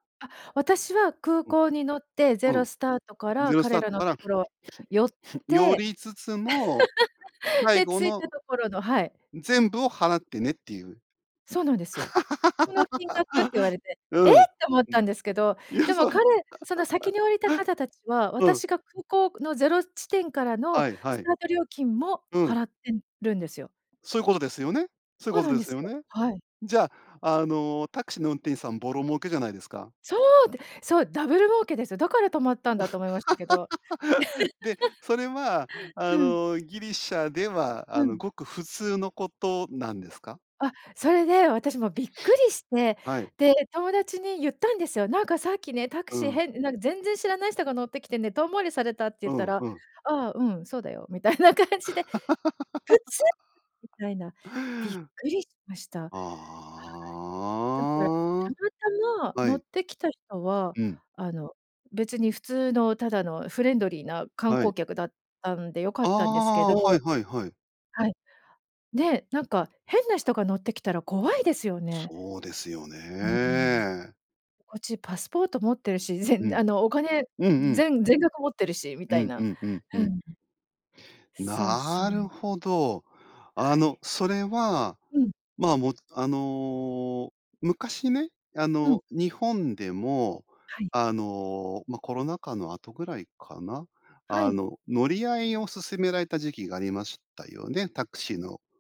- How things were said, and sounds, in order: chuckle; laugh; laugh; laugh; laugh; laugh; sniff; laugh; drawn out: "ああ"
- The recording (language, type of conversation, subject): Japanese, podcast, 旅先で驚いた文化の違いは何でしたか？